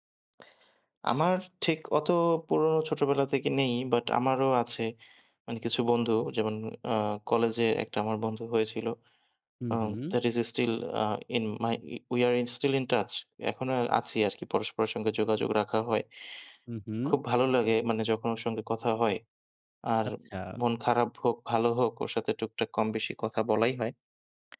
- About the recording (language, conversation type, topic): Bengali, unstructured, আপনার জীবনের কোন বন্ধুত্ব আপনার ওপর সবচেয়ে বেশি প্রভাব ফেলেছে?
- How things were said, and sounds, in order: tsk; in English: "that is still, ah in my, we are in still in touch"; tapping